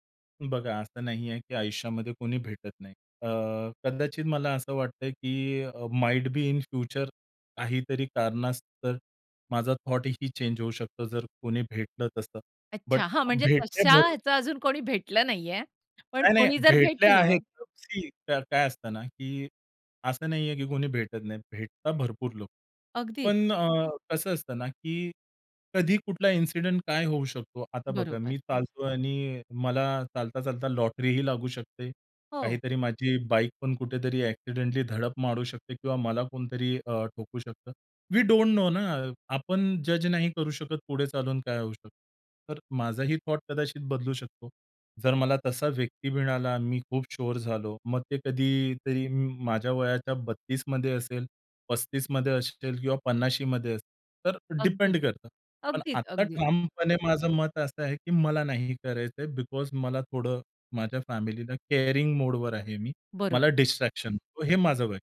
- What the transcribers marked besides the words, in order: in English: "माइट बी इन फ्युचर"; in English: "थॉट"; in English: "वी डोंट नो"; in English: "थॉट"; in English: "शुअर"; in English: "बिकॉज"; in English: "केअरिंग"; in English: "डिस्ट्रॅक्शन"
- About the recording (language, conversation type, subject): Marathi, podcast, लग्न करायचं की स्वतंत्र राहायचं—तुम्ही निर्णय कसा घेता?